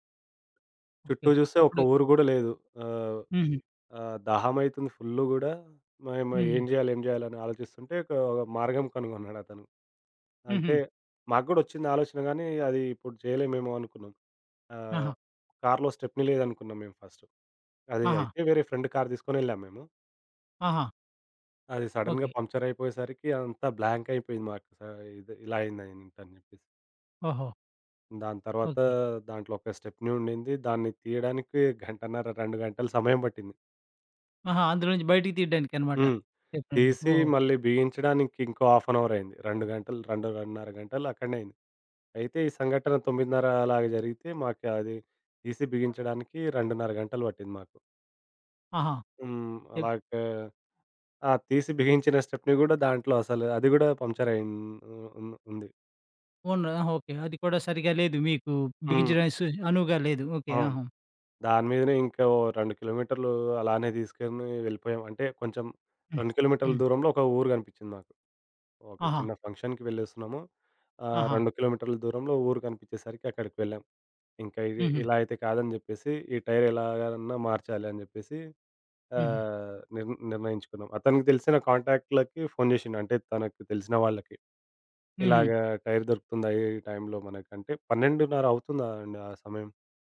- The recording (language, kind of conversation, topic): Telugu, podcast, స్నేహితుడి మద్దతు నీ జీవితాన్ని ఎలా మార్చింది?
- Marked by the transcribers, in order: in English: "ఫుల్"; in English: "స్టెప్‌ని"; in English: "ఫ్రెండ్"; in English: "సడెన్‌గా"; in English: "స్టెప్ని"; in English: "స్టెప్ని‌నీ"; in English: "హాల్ఫ్ అన్ అవర్"; tapping; in English: "స్టెప్ని"; in English: "ఫంక్షన్‌కి"; in English: "టైర్"; in English: "కాంటాక్ట్‌లకి"; in English: "టైర్"; other background noise